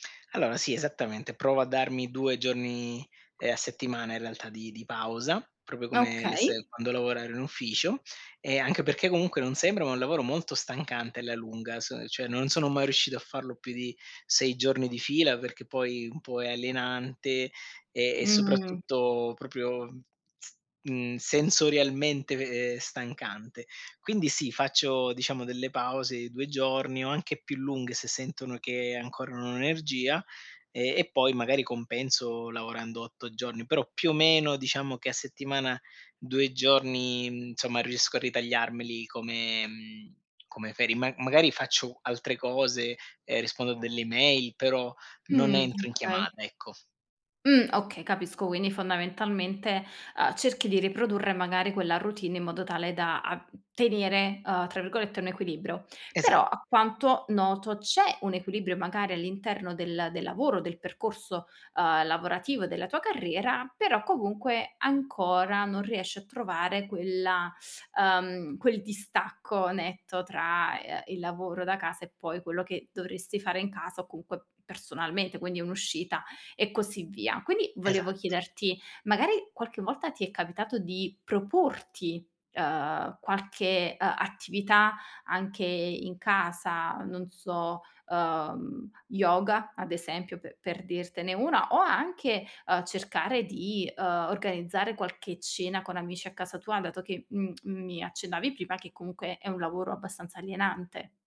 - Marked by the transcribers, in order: tapping; other background noise; "ferie" said as "feri"; "mail" said as "mei"; "okay" said as "kay"
- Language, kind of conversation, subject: Italian, advice, Come posso riuscire a staccare e rilassarmi quando sono a casa?